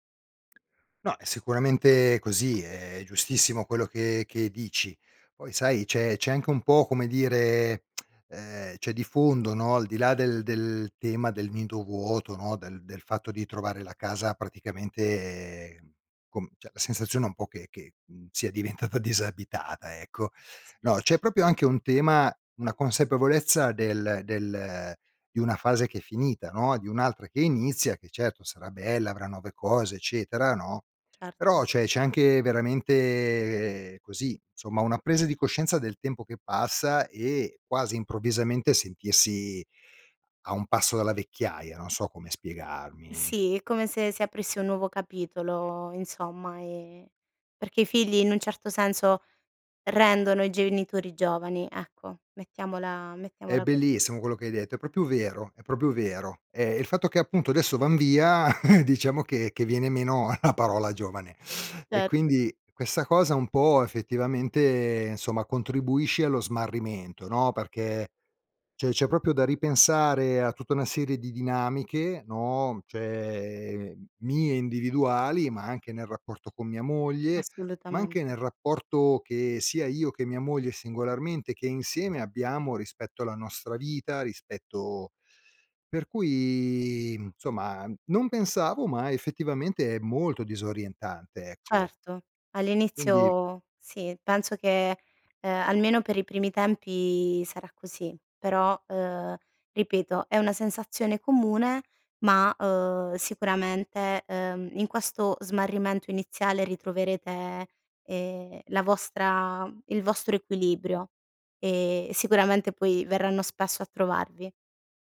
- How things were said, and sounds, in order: tapping; lip smack; "cioè" said as "ceh"; "proprio" said as "propio"; "proprio" said as "propio"; "proprio" said as "propio"; chuckle; other background noise; laughing while speaking: "la parola"; "cioè" said as "ceh"; "proprio" said as "propio"; "cioè" said as "ceh"; "Assolutamente" said as "asslutamente"; drawn out: "cui"; "insomma" said as "nsomma"
- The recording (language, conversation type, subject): Italian, advice, Come ti senti quando i tuoi figli lasciano casa e ti trovi ad affrontare la sindrome del nido vuoto?